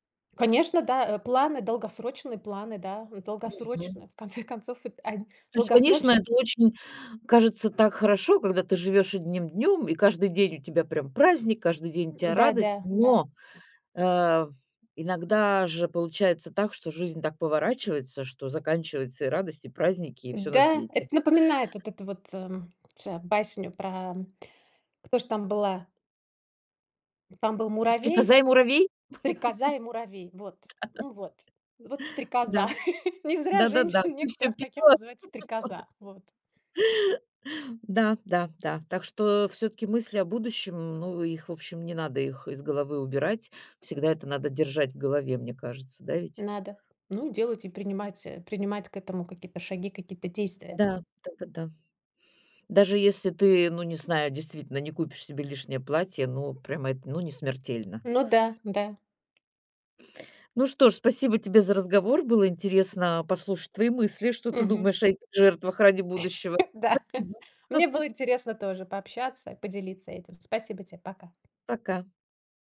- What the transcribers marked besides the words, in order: other background noise; tapping; laugh; laughing while speaking: "Да"; laugh; chuckle; laugh; laughing while speaking: "Вот"; laugh; chuckle
- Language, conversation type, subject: Russian, podcast, Стоит ли сейчас ограничивать себя ради более комфортной пенсии?